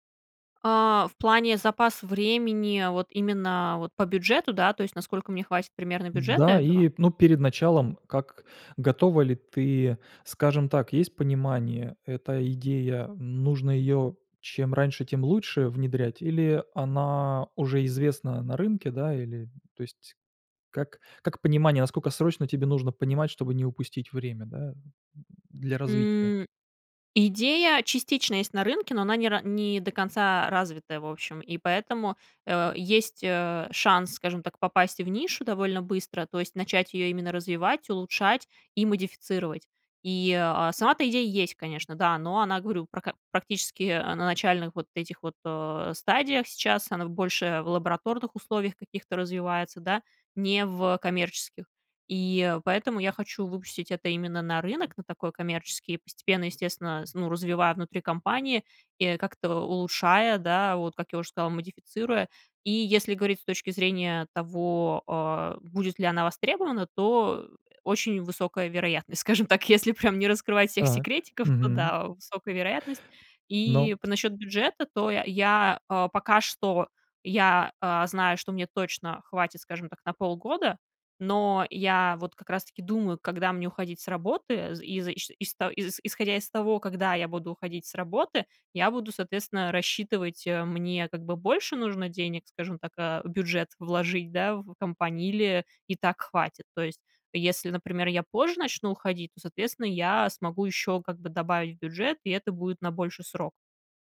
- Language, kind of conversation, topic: Russian, advice, Какие сомнения у вас возникают перед тем, как уйти с работы ради стартапа?
- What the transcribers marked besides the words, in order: tapping; laughing while speaking: "скажем так. Если прям не раскрывать всех секретиков"